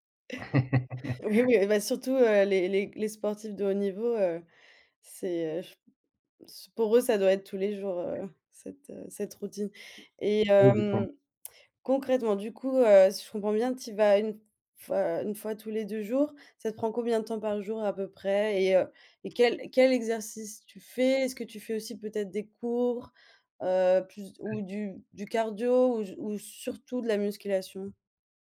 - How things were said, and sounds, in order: laugh; other background noise; stressed: "fais"; tapping
- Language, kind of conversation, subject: French, podcast, Quel loisir te passionne en ce moment ?